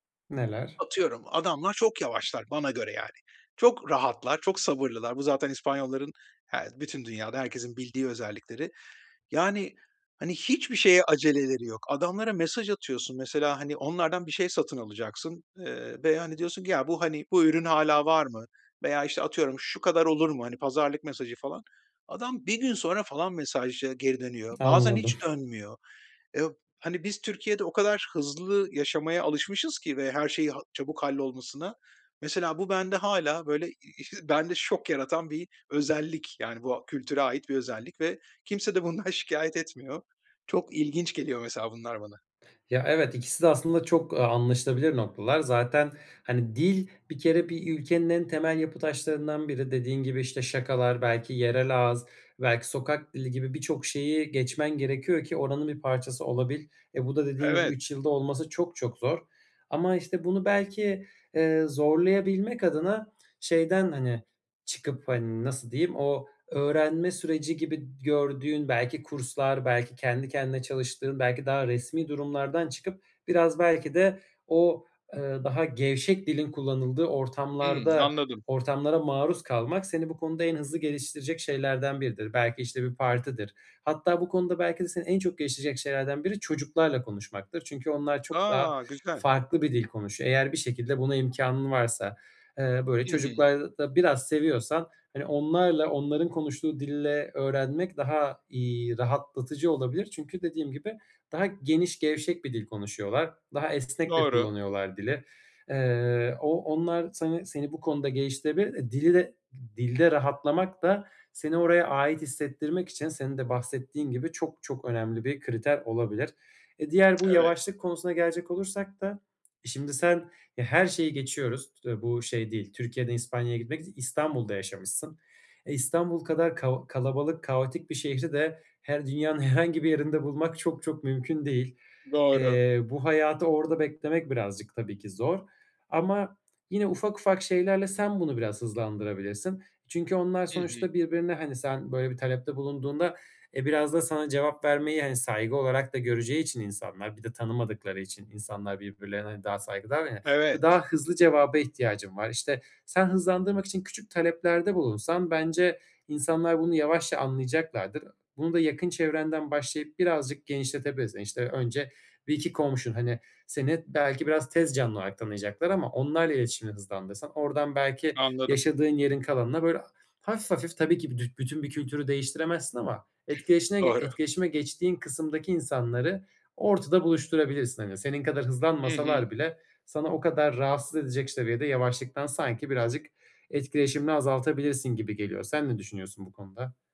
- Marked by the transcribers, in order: other background noise; laughing while speaking: "ı bende şok"; laughing while speaking: "bundan şikâyet"; laughing while speaking: "herhangi"
- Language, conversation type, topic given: Turkish, advice, Yeni bir yerde yabancılık hissini azaltmak için nereden başlamalıyım?
- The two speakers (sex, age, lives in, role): male, 25-29, Germany, advisor; male, 45-49, Spain, user